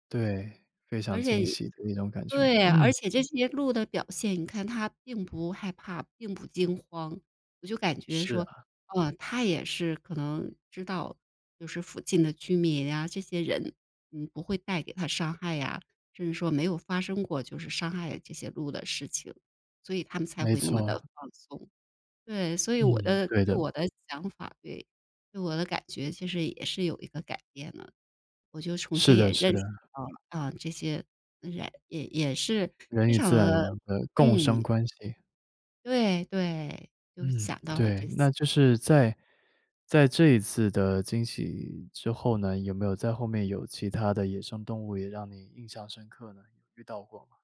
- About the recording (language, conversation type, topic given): Chinese, podcast, 有没有过一次近距离接触野生动物、让你惊喜的经历？
- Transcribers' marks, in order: other background noise; tapping